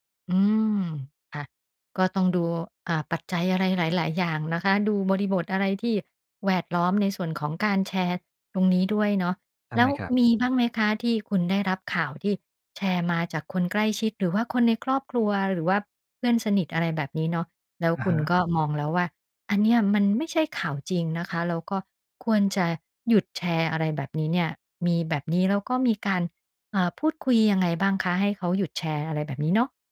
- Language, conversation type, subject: Thai, podcast, การแชร์ข่าวที่ยังไม่ได้ตรวจสอบสร้างปัญหาอะไรบ้าง?
- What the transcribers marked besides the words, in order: none